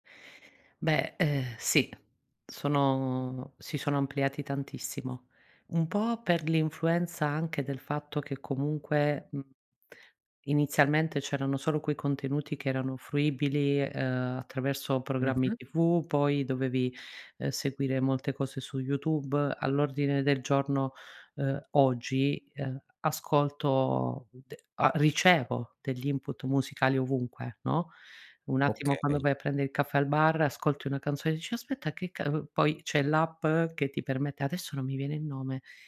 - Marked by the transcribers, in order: other background noise
- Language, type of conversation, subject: Italian, podcast, Come costruisci una playlist che funziona per te?